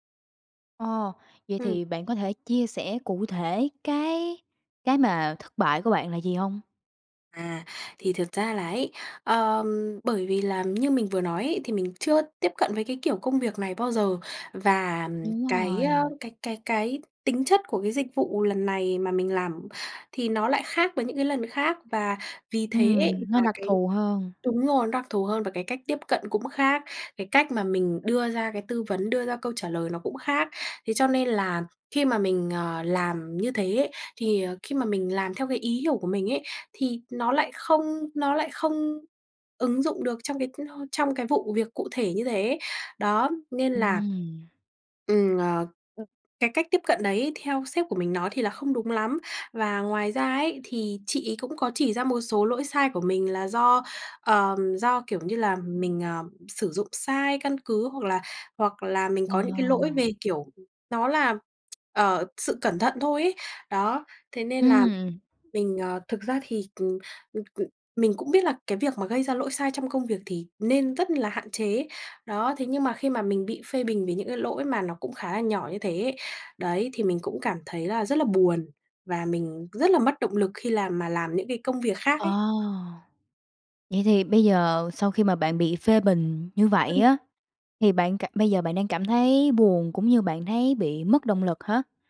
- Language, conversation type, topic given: Vietnamese, advice, Làm thế nào để lấy lại động lực sau một thất bại lớn trong công việc?
- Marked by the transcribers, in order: tapping; other background noise; lip smack